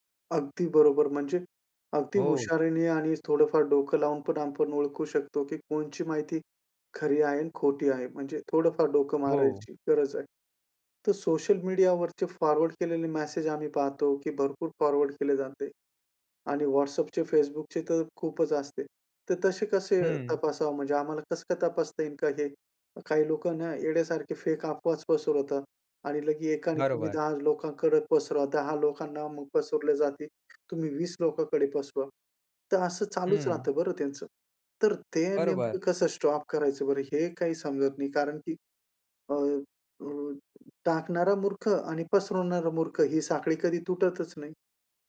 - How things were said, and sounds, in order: in English: "फॉरवर्ड"; in English: "फॉरवर्ड"; in English: "स्टॉप"
- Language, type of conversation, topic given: Marathi, podcast, इंटरनेटवर माहिती शोधताना तुम्ही कोणत्या गोष्टी तपासता?